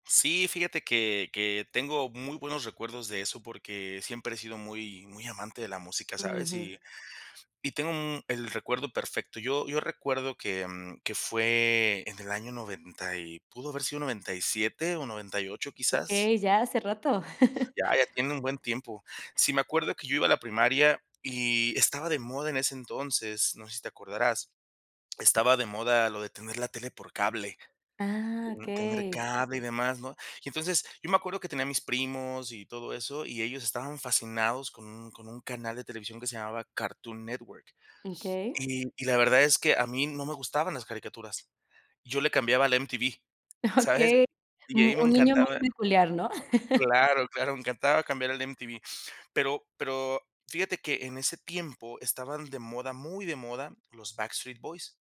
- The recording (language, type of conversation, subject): Spanish, podcast, ¿Cómo descubriste tu gusto musical actual?
- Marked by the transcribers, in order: other background noise; chuckle; chuckle; laugh